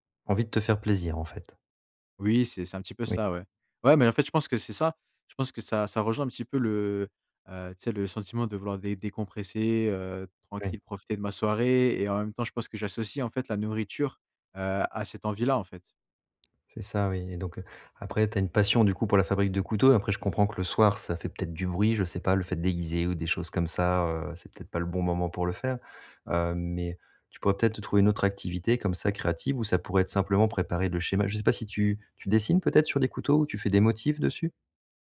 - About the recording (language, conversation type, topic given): French, advice, Comment arrêter de manger tard le soir malgré ma volonté d’arrêter ?
- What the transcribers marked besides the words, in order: tapping